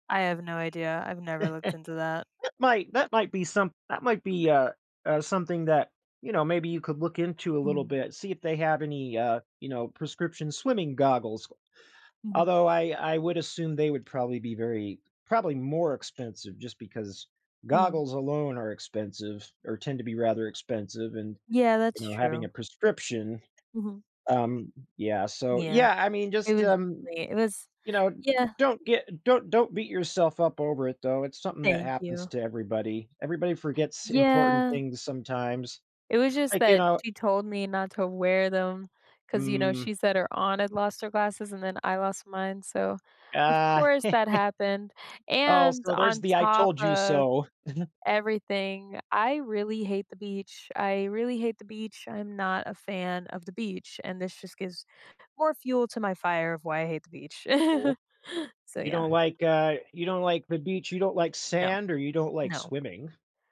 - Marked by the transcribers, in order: chuckle; other background noise; unintelligible speech; chuckle; chuckle; chuckle
- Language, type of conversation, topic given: English, advice, How can I recover my confidence after being humiliated by a public mistake?